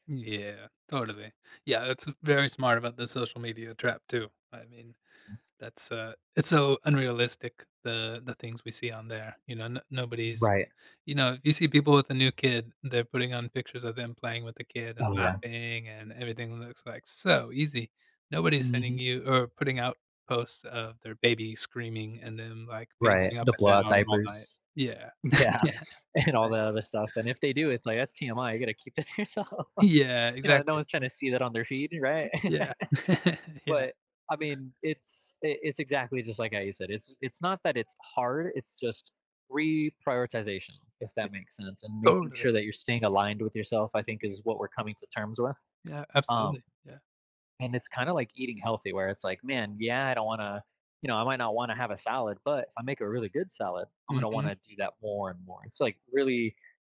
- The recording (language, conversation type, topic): English, advice, How can I deepen my friendships?
- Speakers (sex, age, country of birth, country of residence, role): male, 20-24, United States, United States, user; male, 35-39, United States, United States, advisor
- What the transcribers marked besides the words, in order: stressed: "so"; laughing while speaking: "Yeah, and"; laughing while speaking: "yeah"; laughing while speaking: "keep that to yourself"; laugh; other background noise; tapping